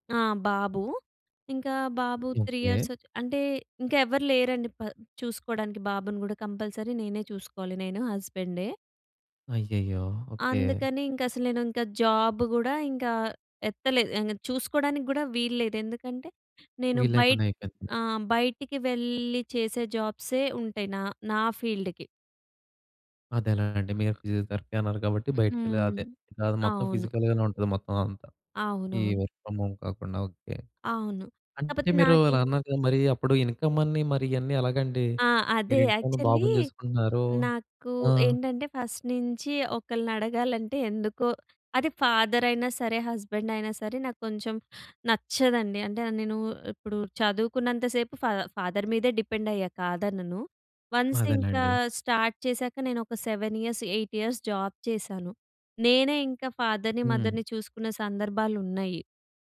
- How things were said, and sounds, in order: in English: "త్రీ ఇయర్స్"; in English: "కంపల్సరీ"; in English: "జాబ్"; in English: "ఫీల్డ్‌కి"; other background noise; in English: "ఫిజియోథెరపీ"; in English: "ఫిజికల్"; in English: "వర్క్ ఫ్రమ్ హోమ్"; in English: "ఇన్కమ్"; in English: "యాక్చువల్లీ"; in English: "ఫస్ట్"; in English: "ఫాదర్"; in English: "హస్బెండ్"; in English: "ఫా ఫాదర్"; in English: "డిపెండ్"; in English: "వన్స్"; in English: "స్టార్ట్"; in English: "సెవెన్ ఇయర్స్, ఎయిట్ ఇయర్స్ జాబ్"; in English: "ఫాదర్‍ని, మదర్‍ని"
- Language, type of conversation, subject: Telugu, podcast, ఒక ఉద్యోగం విడిచి వెళ్లాల్సిన సమయం వచ్చిందని మీరు గుర్తించడానికి సహాయపడే సంకేతాలు ఏమేమి?